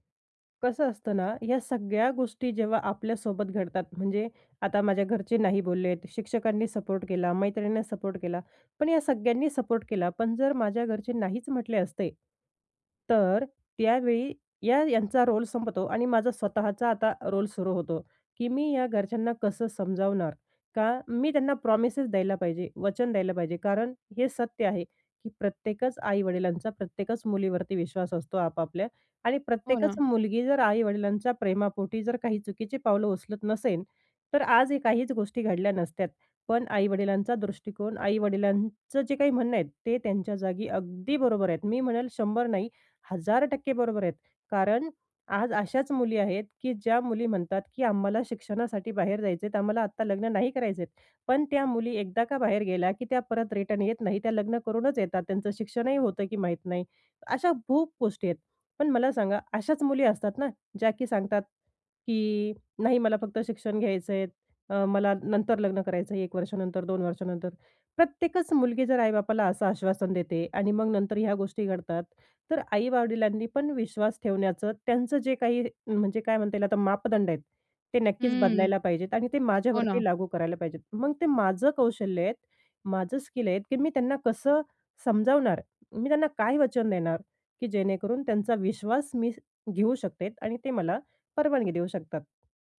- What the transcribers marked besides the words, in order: in English: "रोल"; in English: "रोल"; in English: "प्रॉमिसेस"
- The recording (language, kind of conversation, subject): Marathi, podcast, कधी एखाद्या छोट्या मदतीमुळे पुढे मोठा फरक पडला आहे का?